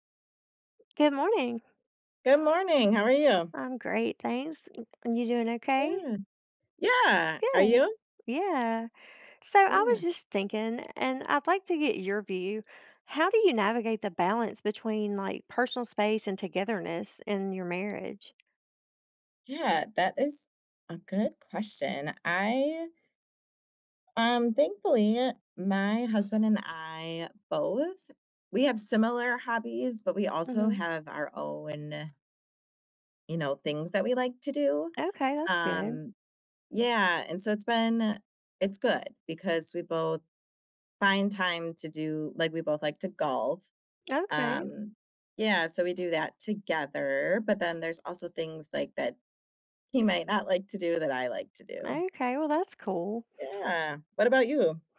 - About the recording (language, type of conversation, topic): English, unstructured, How do you balance personal space and togetherness?
- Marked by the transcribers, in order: other background noise; tapping; "golf" said as "galt"